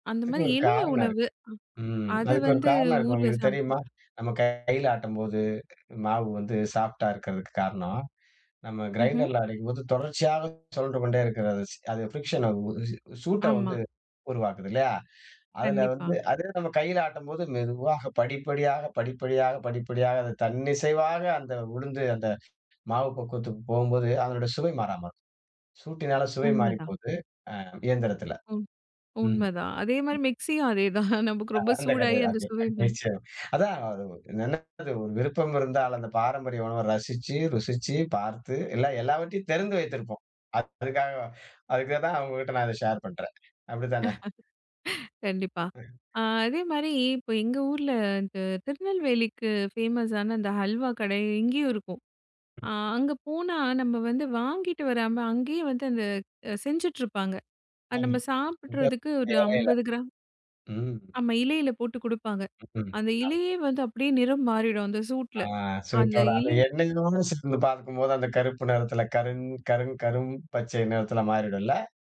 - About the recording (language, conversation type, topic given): Tamil, podcast, ஒரு பாரம்பரிய உணவு எப்படி உருவானது என்பதற்கான கதையைச் சொல்ல முடியுமா?
- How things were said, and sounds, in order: tapping; other noise; in English: "சாஃப்ட்டா"; in English: "ஃப்ரிக்சன்"; laughing while speaking: "அதே மாரி மிக்ஸியும் அதேதான். நமக்கு ரொம்ப சூடாகி அந்த சுவை"; other background noise; unintelligible speech; unintelligible speech; in English: "ஷேர்"; chuckle; in English: "ஃபேமஸான"; unintelligible speech; laughing while speaking: "அ சுட்டோட, அந்த எண்ணெயோட சேர்ந்து பார்க்கும்போது"